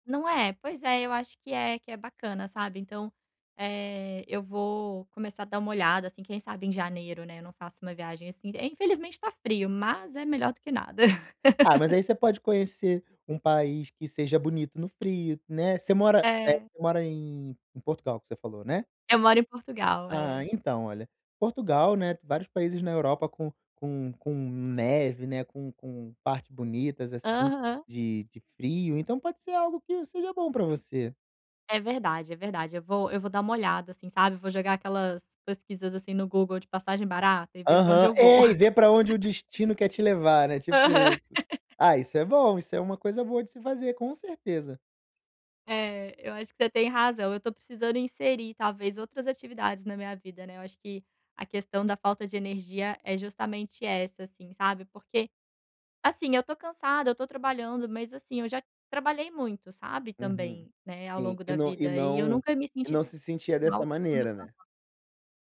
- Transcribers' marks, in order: laugh; tapping; laugh
- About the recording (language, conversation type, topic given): Portuguese, advice, Por que eu acordo sem energia e como posso ter mais disposição pela manhã?